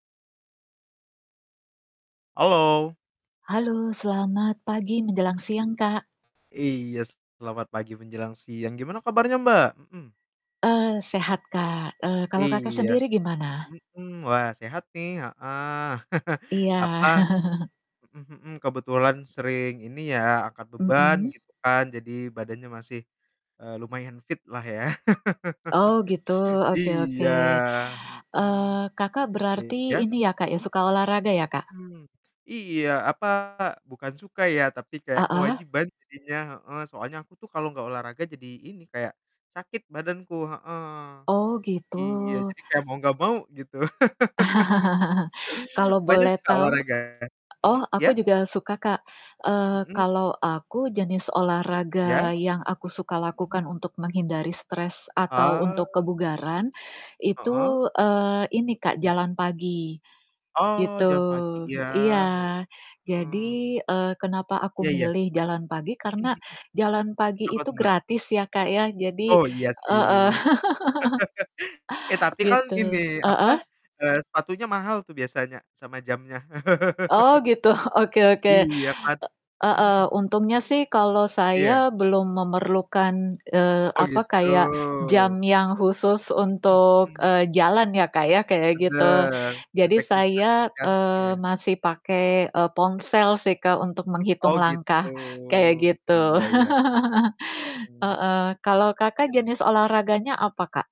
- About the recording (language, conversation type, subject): Indonesian, unstructured, Bagaimana olahraga membantu mengurangi stres dalam hidupmu?
- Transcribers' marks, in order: static; mechanical hum; chuckle; other background noise; laugh; drawn out: "Iya"; distorted speech; tapping; chuckle; laugh; background speech; chuckle; chuckle; laugh; laughing while speaking: "gitu"; drawn out: "gitu"; drawn out: "gitu"; chuckle